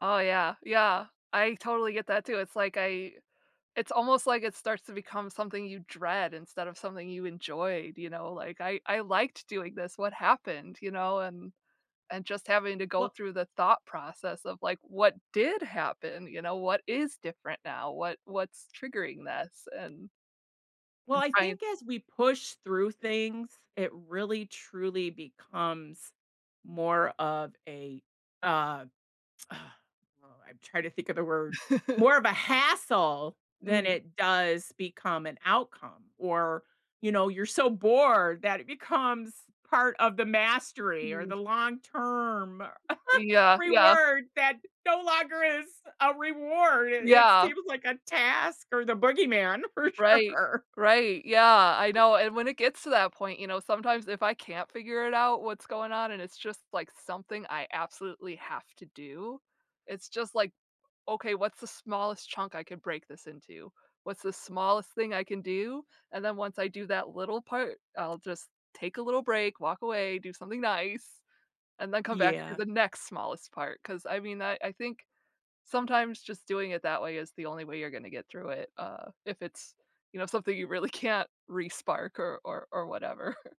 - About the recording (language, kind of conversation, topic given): English, unstructured, How do you handle goals that start out fun but eventually become a grind?
- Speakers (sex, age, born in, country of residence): female, 40-44, United States, United States; female, 55-59, United States, United States
- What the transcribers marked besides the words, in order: tapping; chuckle; other background noise; laugh; laughing while speaking: "for sure"; other noise; chuckle